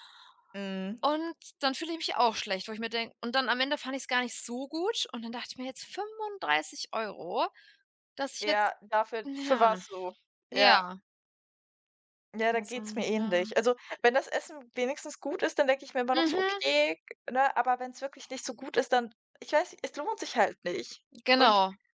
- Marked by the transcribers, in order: unintelligible speech
- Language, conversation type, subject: German, unstructured, Warum ist Budgetieren wichtig?